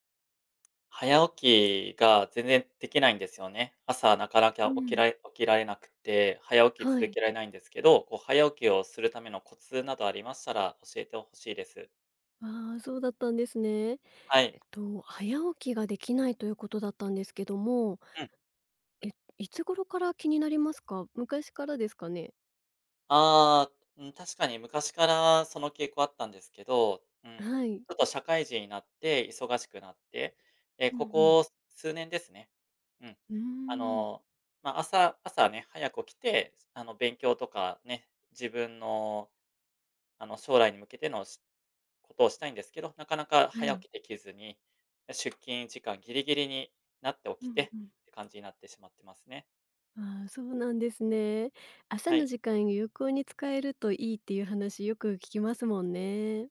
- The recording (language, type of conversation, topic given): Japanese, advice, 朝起きられず、早起きを続けられないのはなぜですか？
- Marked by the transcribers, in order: tapping; other noise